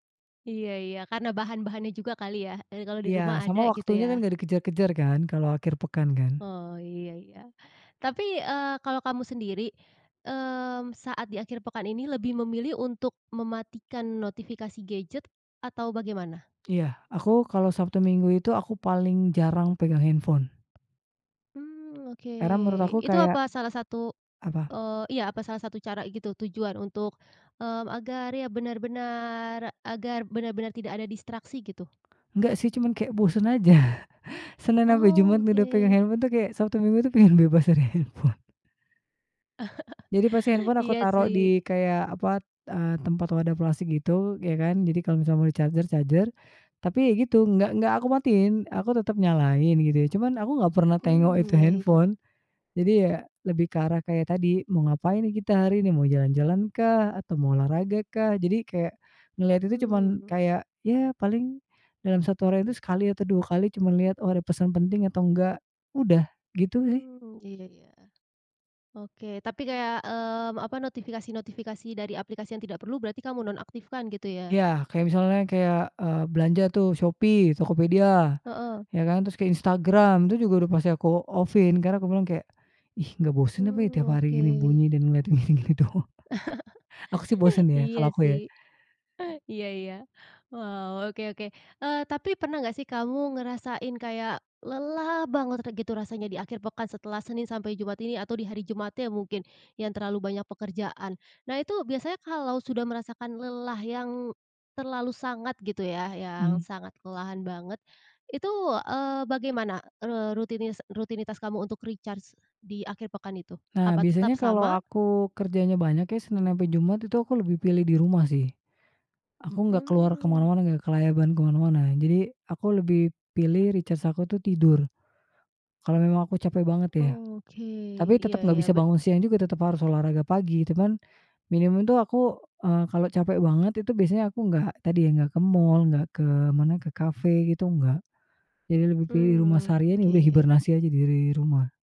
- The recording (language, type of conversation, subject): Indonesian, podcast, Bagaimana kamu memanfaatkan akhir pekan untuk memulihkan energi?
- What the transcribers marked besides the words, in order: tapping; laughing while speaking: "aja"; laughing while speaking: "pengen bebas dari handphone"; chuckle; in English: "di-charger charger"; in English: "off-in"; laughing while speaking: "gini-gini doang?"; chuckle; in English: "recharge"; in English: "recharge"